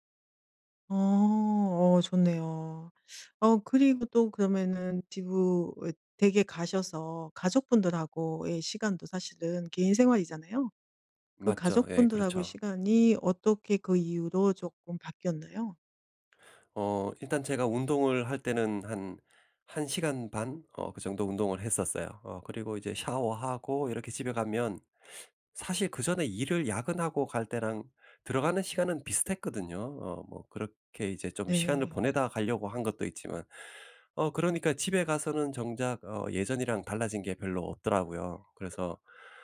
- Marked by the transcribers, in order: "지구" said as "지금"; tapping
- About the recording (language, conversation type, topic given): Korean, podcast, 일과 개인 생활의 균형을 어떻게 관리하시나요?